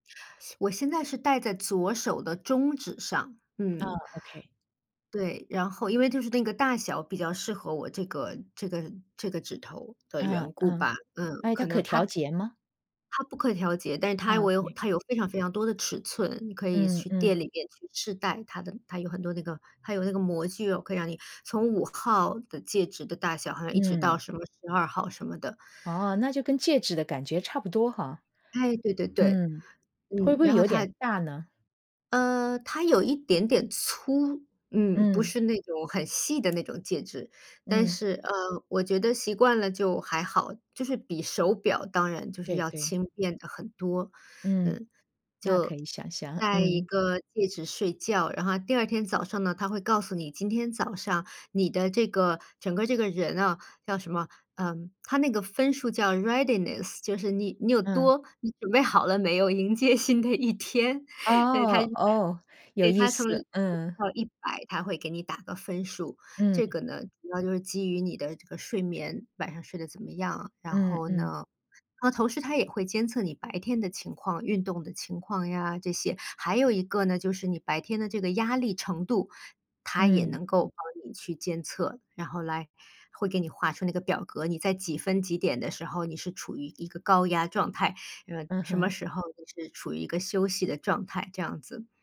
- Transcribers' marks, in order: other background noise; in English: "readiness"; laughing while speaking: "迎接新的一天"
- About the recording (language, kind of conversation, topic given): Chinese, podcast, 你平时会怎么平衡使用电子设备和睡眠？